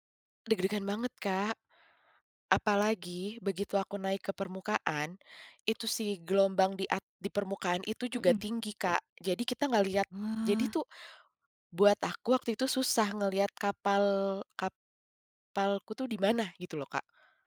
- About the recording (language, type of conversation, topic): Indonesian, podcast, Apa petualangan di alam yang paling bikin jantung kamu deg-degan?
- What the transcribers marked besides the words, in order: none